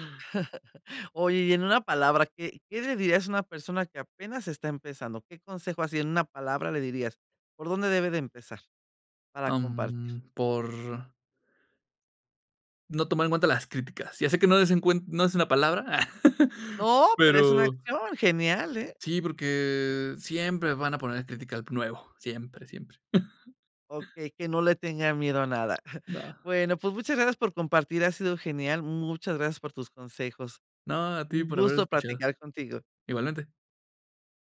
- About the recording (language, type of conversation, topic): Spanish, podcast, ¿Qué consejos darías a alguien que quiere compartir algo por primera vez?
- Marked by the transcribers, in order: chuckle; chuckle; chuckle; other noise; chuckle